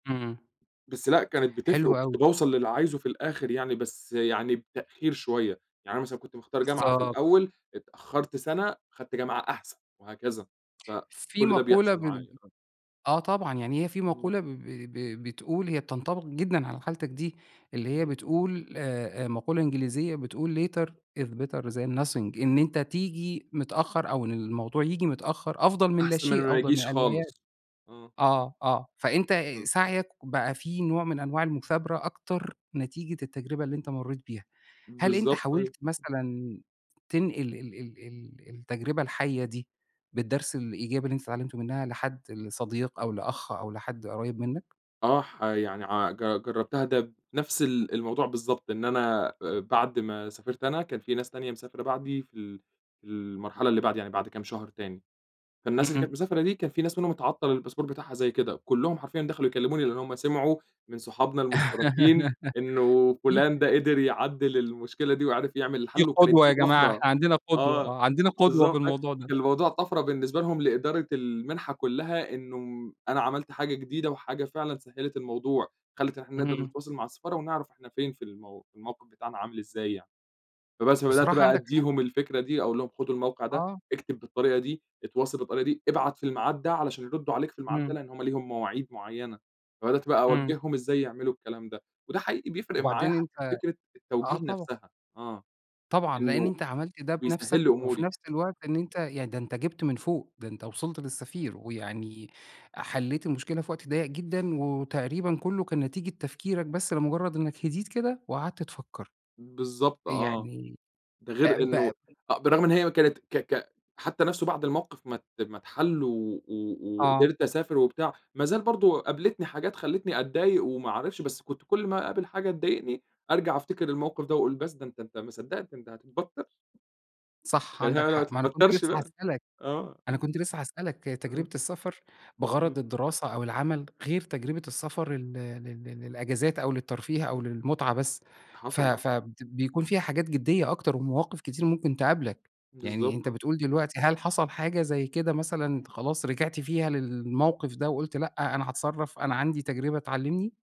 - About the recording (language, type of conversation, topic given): Arabic, podcast, إزاي اتعاملت مع تعطل مفاجئ وإنت مسافر؟
- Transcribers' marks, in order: in English: "later is better than nothing"; in English: "الباسبور"; laugh; unintelligible speech; tapping; chuckle; chuckle